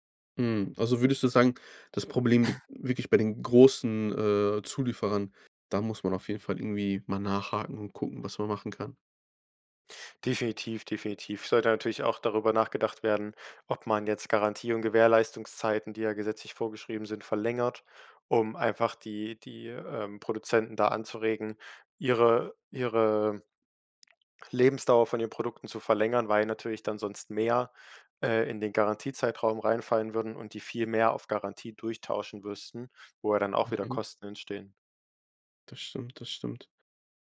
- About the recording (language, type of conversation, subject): German, podcast, Was hältst du davon, Dinge zu reparieren, statt sie wegzuwerfen?
- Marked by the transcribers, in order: chuckle